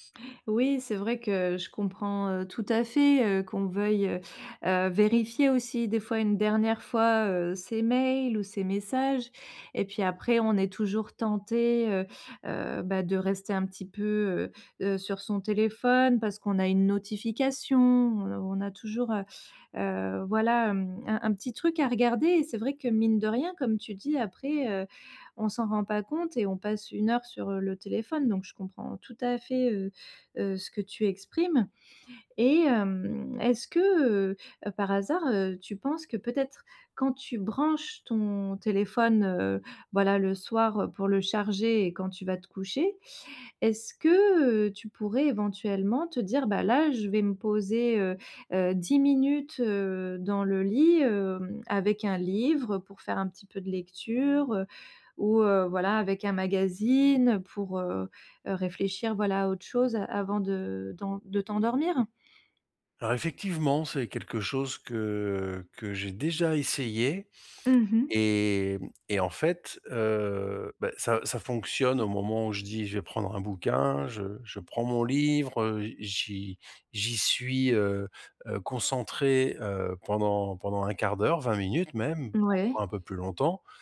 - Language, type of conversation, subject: French, advice, Comment éviter que les écrans ne perturbent mon sommeil ?
- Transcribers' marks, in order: none